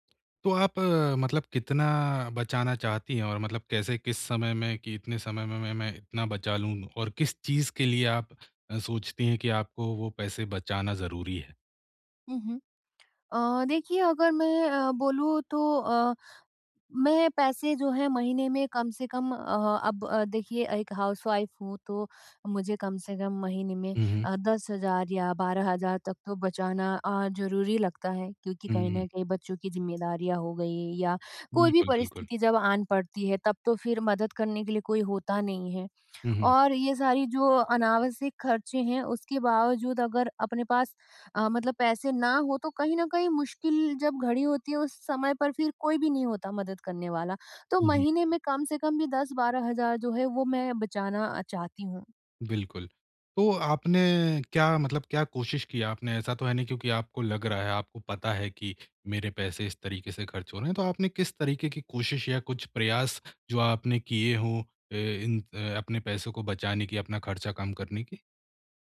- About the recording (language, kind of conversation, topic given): Hindi, advice, खर्च कम करते समय मानसिक तनाव से कैसे बचूँ?
- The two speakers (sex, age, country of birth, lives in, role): female, 30-34, India, India, user; male, 25-29, India, India, advisor
- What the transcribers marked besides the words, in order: in English: "हाउस-वाइफ"; "अनावश्यक" said as "अनावसीक"